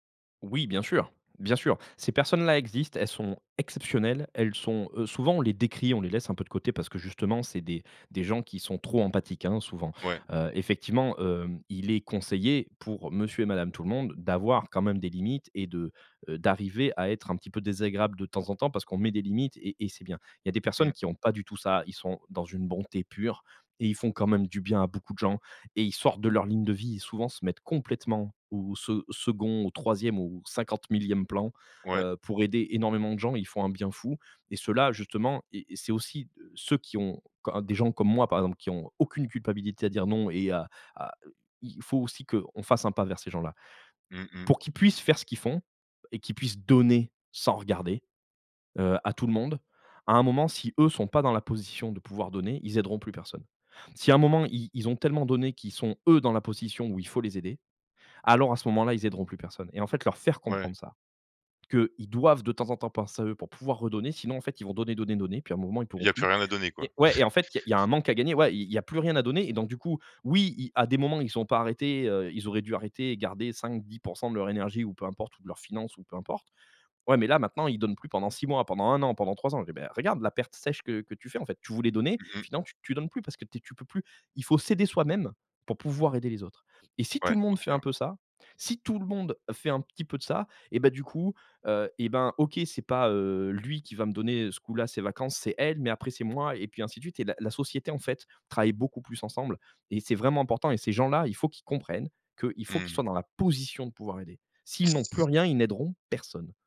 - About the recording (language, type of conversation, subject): French, podcast, Comment apprendre à poser des limites sans se sentir coupable ?
- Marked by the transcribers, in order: stressed: "exceptionnelles"; other background noise; stressed: "eux"; chuckle; stressed: "position"; stressed: "personne"